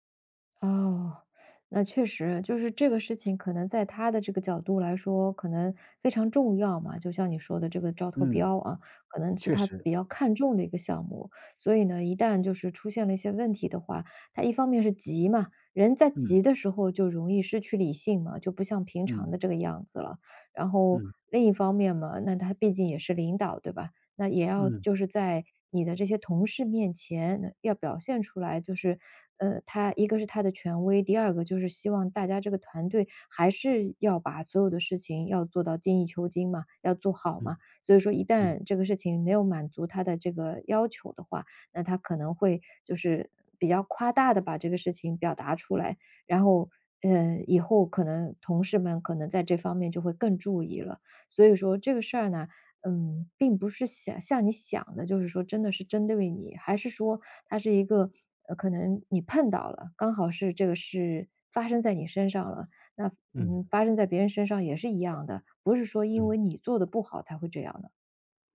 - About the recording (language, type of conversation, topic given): Chinese, advice, 上司当众批评我后，我该怎么回应？
- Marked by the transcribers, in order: tapping; other background noise